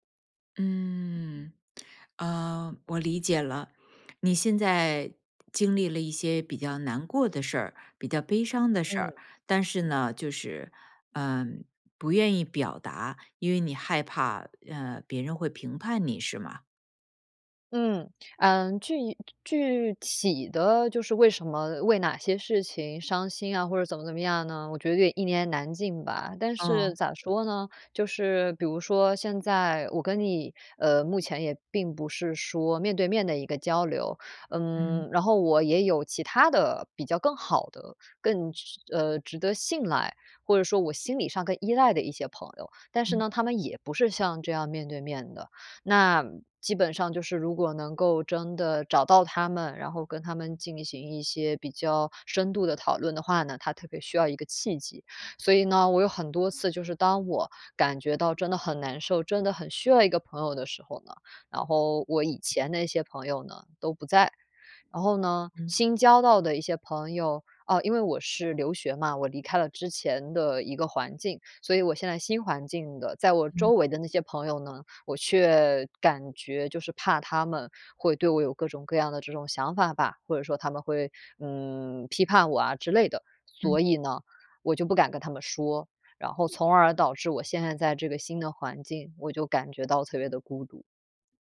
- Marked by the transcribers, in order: lip smack; other background noise
- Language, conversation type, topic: Chinese, advice, 我因为害怕被评判而不敢表达悲伤或焦虑，该怎么办？